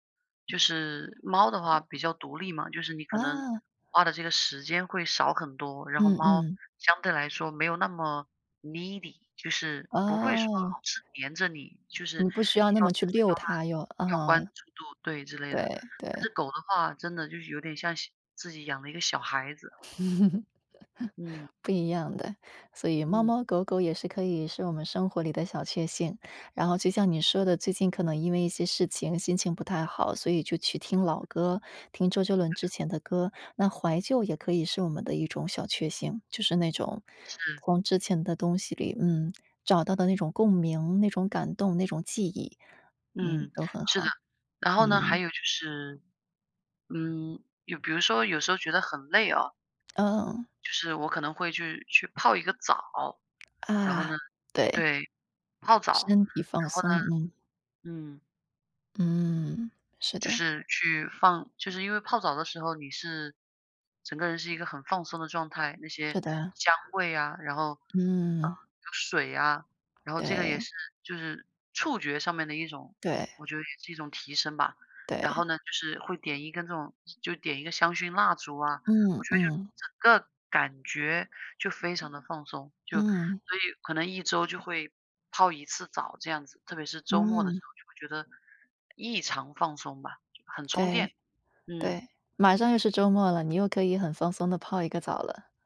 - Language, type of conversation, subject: Chinese, unstructured, 你怎么看待生活中的小确幸？
- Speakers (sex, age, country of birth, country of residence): female, 35-39, China, United States; female, 35-39, China, United States
- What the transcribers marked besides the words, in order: in English: "Needy"; chuckle; other background noise; unintelligible speech